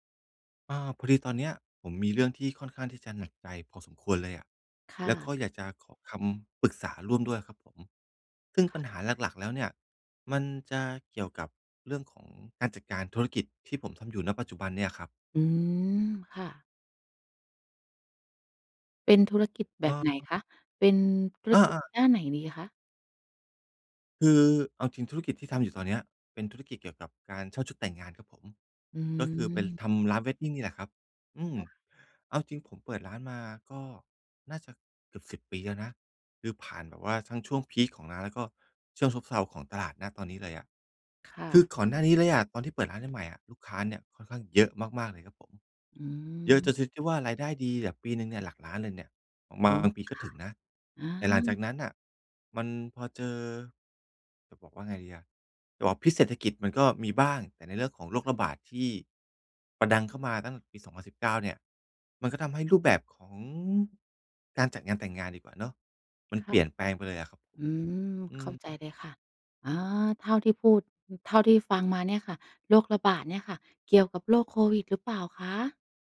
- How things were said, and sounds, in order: in English: "wedding"; other background noise
- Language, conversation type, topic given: Thai, advice, การหาลูกค้าและการเติบโตของธุรกิจ